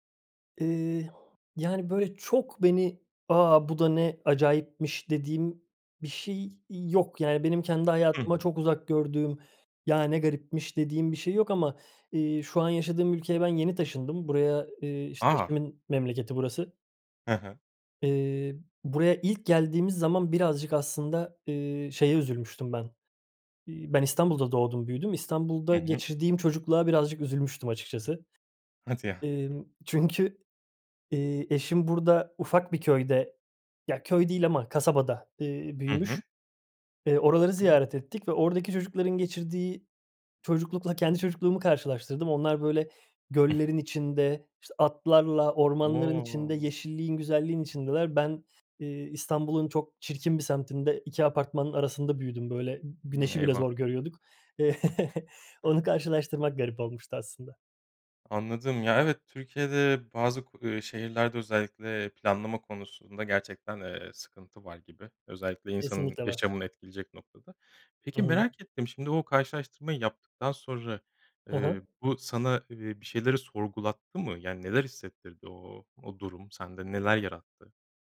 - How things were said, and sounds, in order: other background noise; unintelligible speech; chuckle; in English: "Wow"; other noise; chuckle
- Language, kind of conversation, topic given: Turkish, podcast, En iyi seyahat tavsiyen nedir?